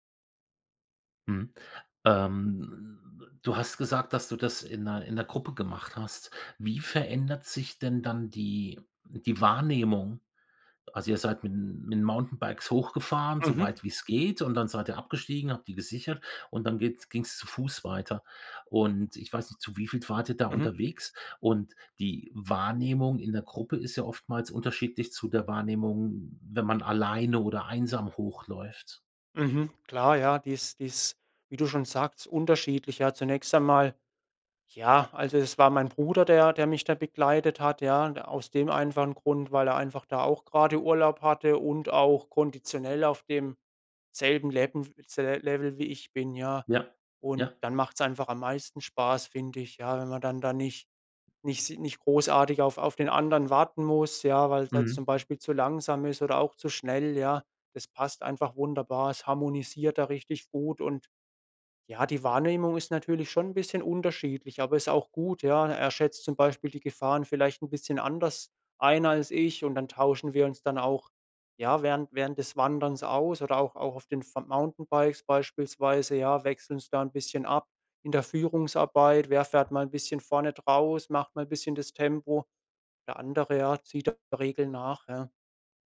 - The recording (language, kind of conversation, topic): German, podcast, Erzählst du mir von deinem schönsten Naturerlebnis?
- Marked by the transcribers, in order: other background noise